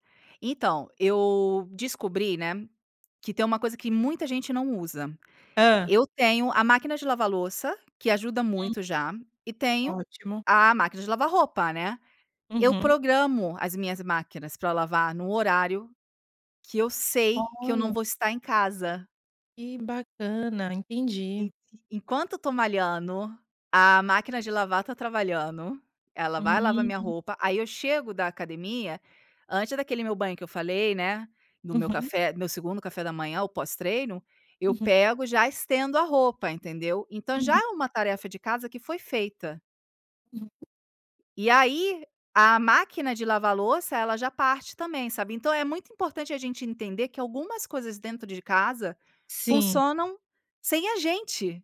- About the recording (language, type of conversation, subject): Portuguese, podcast, Como você integra o trabalho remoto à rotina doméstica?
- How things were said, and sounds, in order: tapping